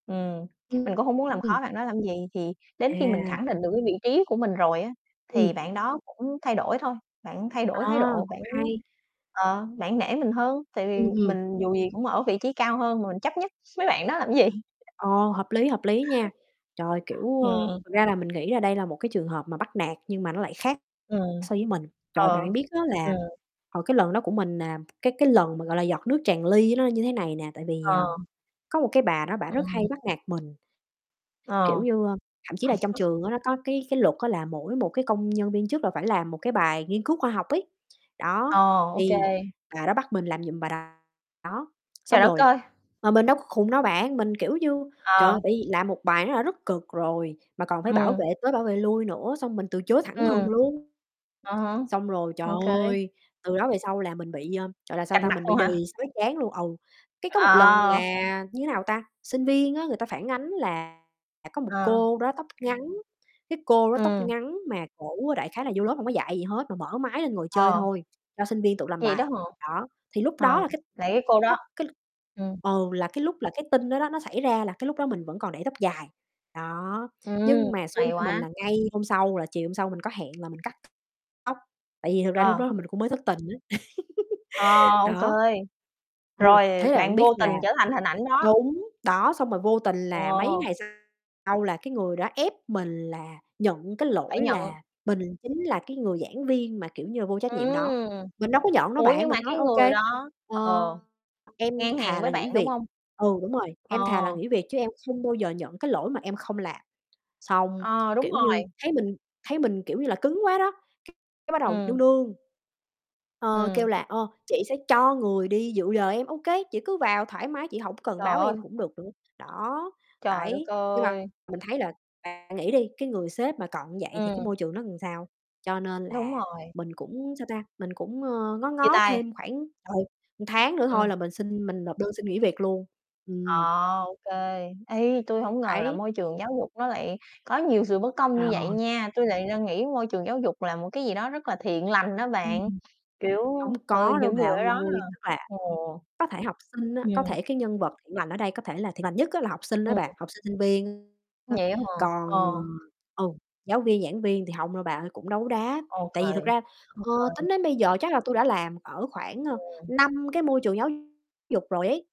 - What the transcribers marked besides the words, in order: distorted speech; other background noise; laughing while speaking: "mấy bạn đó làm gì?"; tapping; static; chuckle; giggle; "làm" said as "ừn"; "một" said as "ừn"
- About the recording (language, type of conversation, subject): Vietnamese, unstructured, Bạn đã bao giờ cảm thấy bị đối xử bất công ở nơi làm việc chưa?